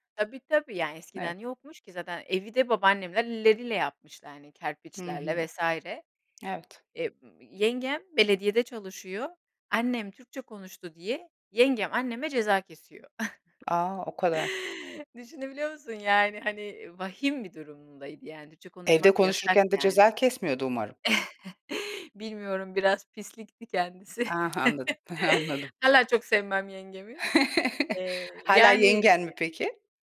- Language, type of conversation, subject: Turkish, podcast, Ailenizin göç hikâyesi nasıl başladı, anlatsana?
- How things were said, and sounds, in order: chuckle; other background noise; chuckle; giggle; chuckle